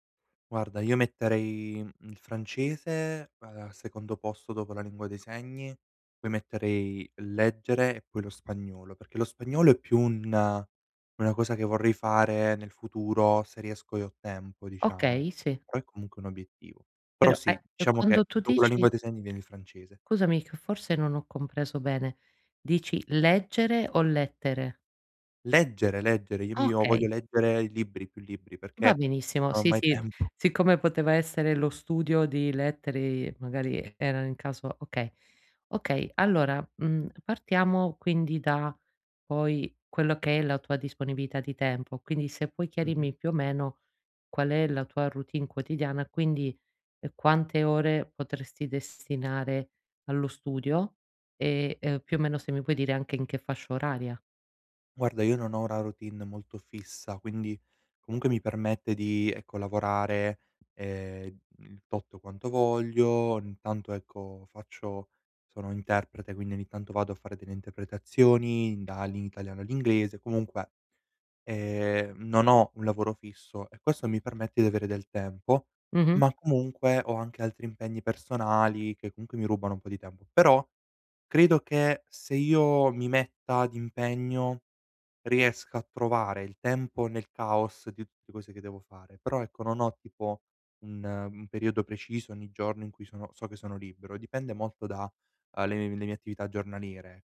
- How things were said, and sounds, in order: "diciamo" said as "ciamo"; "scusami" said as "cusami"; laughing while speaking: "tempo"; tapping; "chiarirmi" said as "chiarimi"
- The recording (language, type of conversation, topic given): Italian, advice, Perché faccio fatica a iniziare un nuovo obiettivo personale?